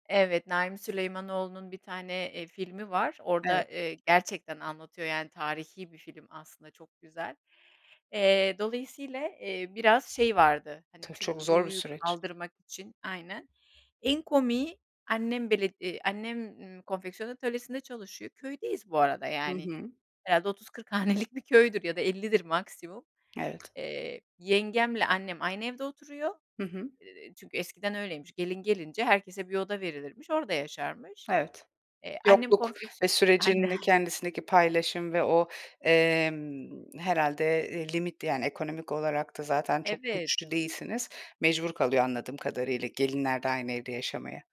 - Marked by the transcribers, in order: other background noise
- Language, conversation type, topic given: Turkish, podcast, Ailenizin göç hikâyesi nasıl başladı, anlatsana?